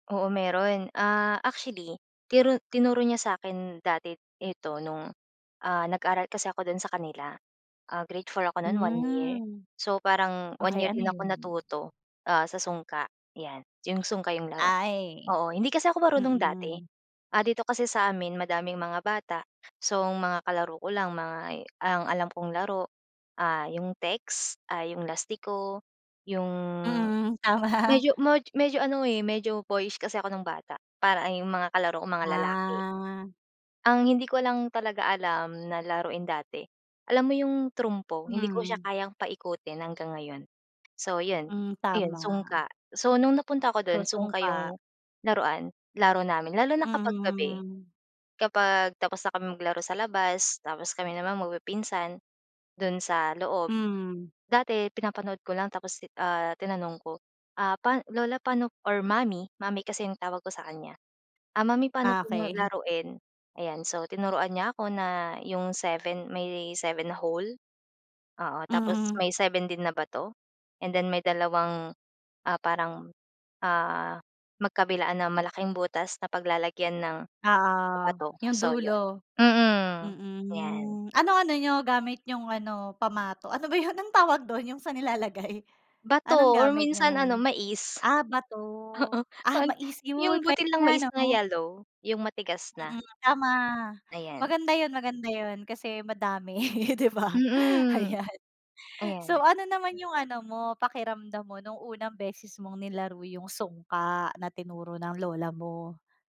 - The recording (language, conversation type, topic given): Filipino, podcast, May larong ipinasa sa iyo ang lolo o lola mo?
- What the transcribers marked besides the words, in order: other background noise; tapping; laughing while speaking: "Tama"; drawn out: "Ah"; chuckle; laughing while speaking: "Mhm"; laughing while speaking: "Ano ba 'yun ang tawag dun 'yung sa nilalagay?"; chuckle; laughing while speaking: "Oo"; fan; laugh; laughing while speaking: "'di ba, ayan"